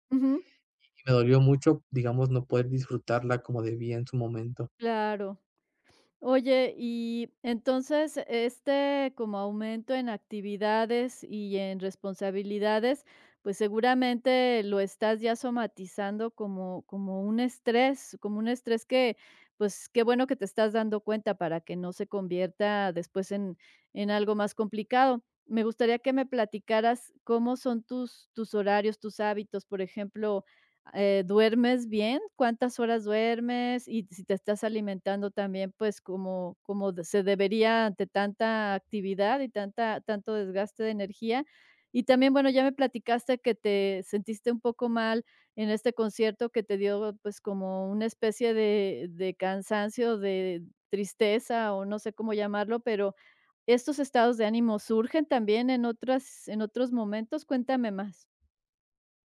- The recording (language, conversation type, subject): Spanish, advice, ¿Por qué no tengo energía para actividades que antes disfrutaba?
- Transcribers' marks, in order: none